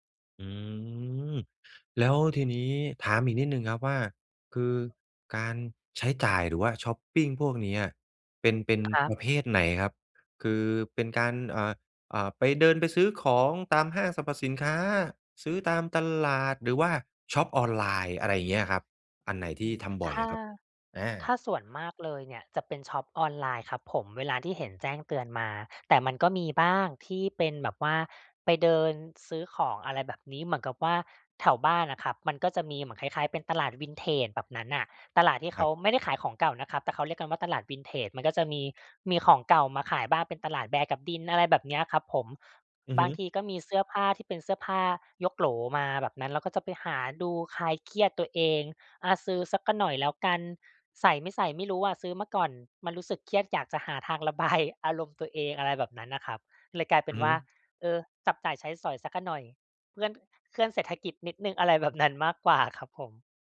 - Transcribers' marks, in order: laughing while speaking: "ระบาย"; laughing while speaking: "แบบนั้นมากกว่า"
- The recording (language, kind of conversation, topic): Thai, advice, จะทำอย่างไรให้มีวินัยการใช้เงินและหยุดใช้จ่ายเกินงบได้?